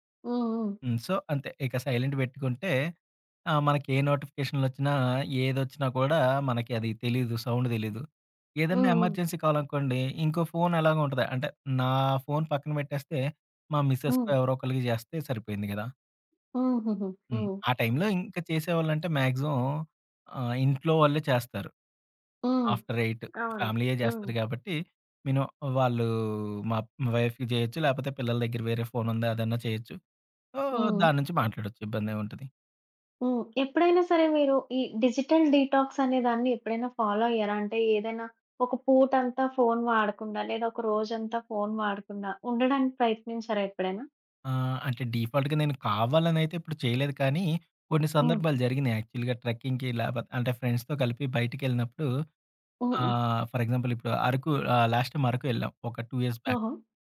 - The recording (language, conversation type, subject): Telugu, podcast, ఆన్‌లైన్, ఆఫ్‌లైన్ మధ్య సమతుల్యం సాధించడానికి సులభ మార్గాలు ఏవిటి?
- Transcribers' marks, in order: in English: "సో"; in English: "ఎమర్జెన్సీ"; in English: "మిసెస్‌కో"; in English: "మాక్సిమం"; in English: "ఆఫ్టర్"; other background noise; in English: "ఫ్యామిలీ"; in English: "మినిమమ్"; in English: "వైఫ్‌కి"; in English: "డిజిటల్ డీటాక్స్"; in English: "ఫాలో"; in English: "డిఫాల్ట్‌గా"; in English: "యాక్చువల్‌గా ట్రెక్కింగ్‌కి"; in English: "ఫ్రెండ్స్‌తో"; in English: "ఫర్ ఎగ్జాంపుల్"; in English: "లాస్ట్ టైమ్"; in English: "టూ ఇయర్స్ బాక్"